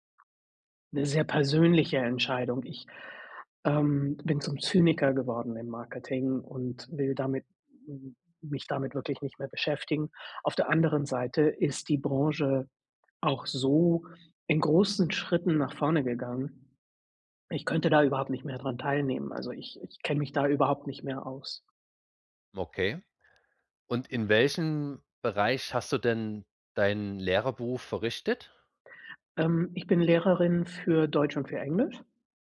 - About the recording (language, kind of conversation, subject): German, advice, Wie kann ich besser mit der ständigen Unsicherheit in meinem Leben umgehen?
- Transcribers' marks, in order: none